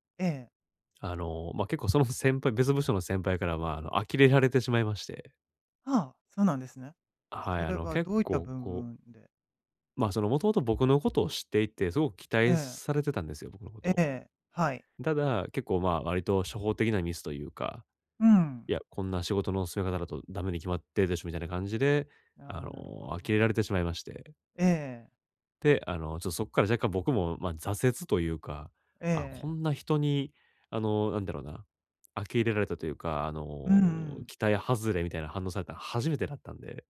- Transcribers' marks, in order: none
- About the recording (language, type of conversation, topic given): Japanese, advice, どうすれば挫折感を乗り越えて一貫性を取り戻せますか？